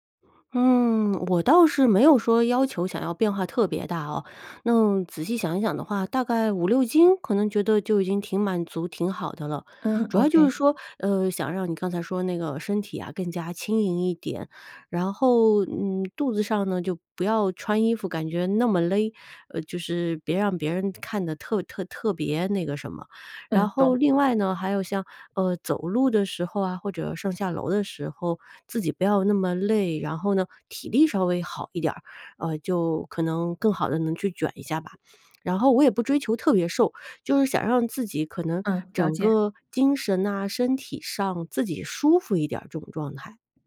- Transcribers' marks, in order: none
- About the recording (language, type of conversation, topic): Chinese, advice, 如果我想减肥但不想节食或过度运动，该怎么做才更健康？
- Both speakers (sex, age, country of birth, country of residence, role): female, 40-44, China, France, advisor; female, 40-44, China, Spain, user